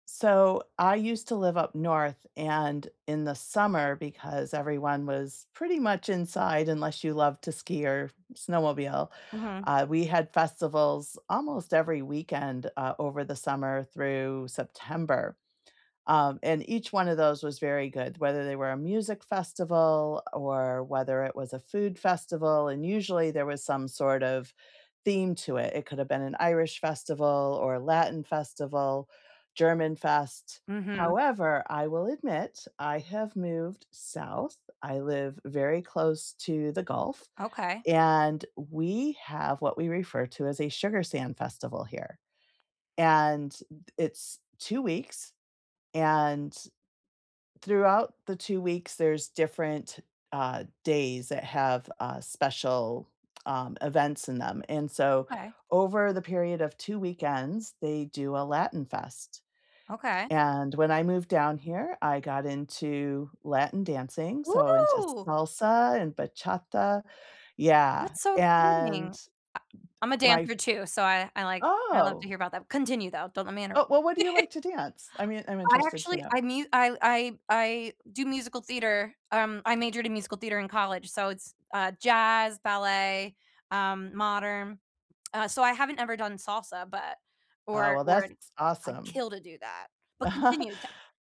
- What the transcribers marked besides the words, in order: other background noise; tapping; whoop; laugh; stressed: "kill"; chuckle
- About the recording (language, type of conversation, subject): English, unstructured, What is your favorite local event or festival?
- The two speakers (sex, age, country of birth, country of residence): female, 35-39, United States, United States; female, 55-59, United States, United States